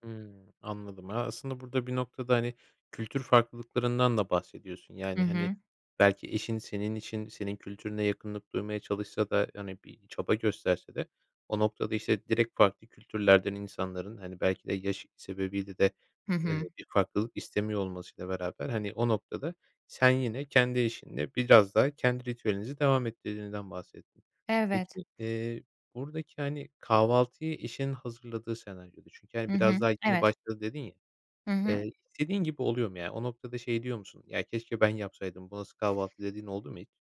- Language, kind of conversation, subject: Turkish, podcast, Evde yemek paylaşımını ve sofraya dair ritüelleri nasıl tanımlarsın?
- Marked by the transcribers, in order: other background noise